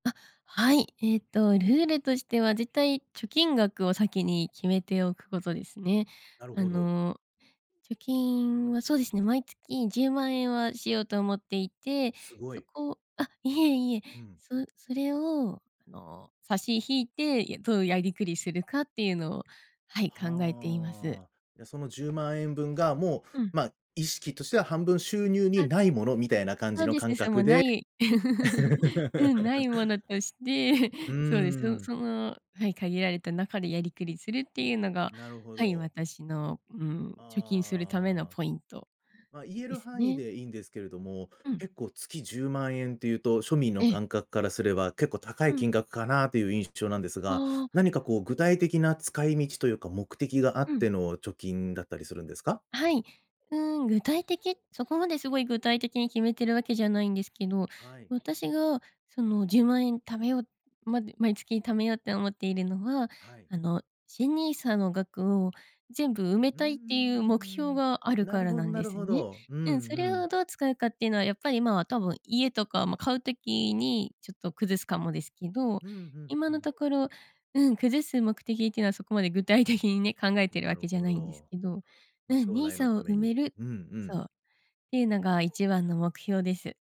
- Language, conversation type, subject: Japanese, podcast, お金の使い方はどう決めていますか？
- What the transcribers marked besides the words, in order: laugh; chuckle; other background noise